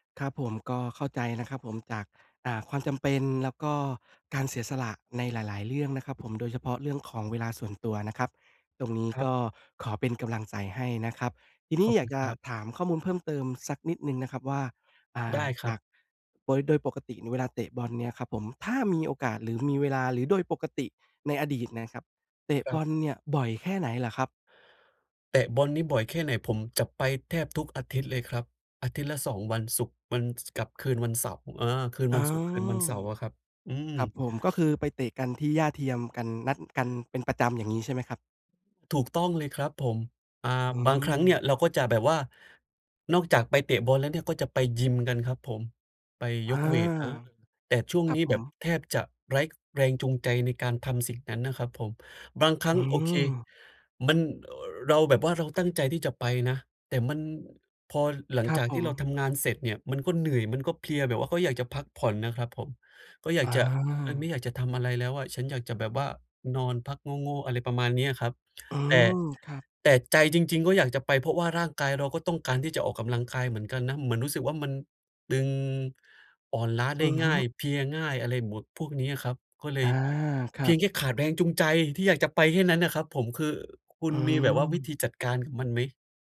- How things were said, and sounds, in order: tapping; other background noise
- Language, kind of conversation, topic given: Thai, advice, ควรทำอย่างไรเมื่อหมดแรงจูงใจในการทำสิ่งที่ชอบ?